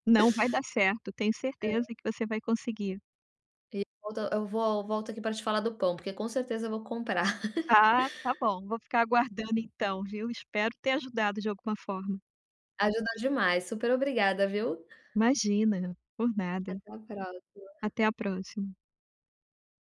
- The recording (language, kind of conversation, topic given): Portuguese, advice, Como posso equilibrar indulgências com minhas metas nutricionais ao comer fora?
- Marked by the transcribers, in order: other background noise; chuckle